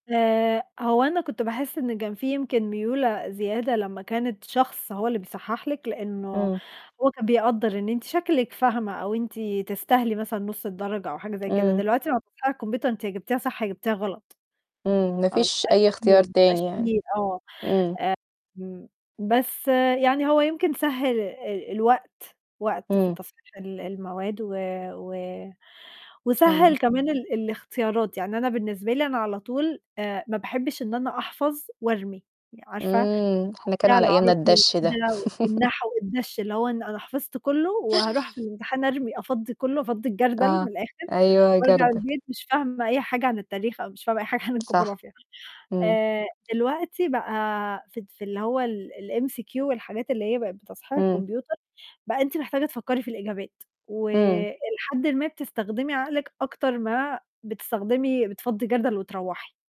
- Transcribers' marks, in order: tapping; unintelligible speech; distorted speech; chuckle; in English: "الMCQ"
- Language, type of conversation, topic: Arabic, unstructured, هل حسّيت قبل كده بإحباط من نظام التعليم الحالي؟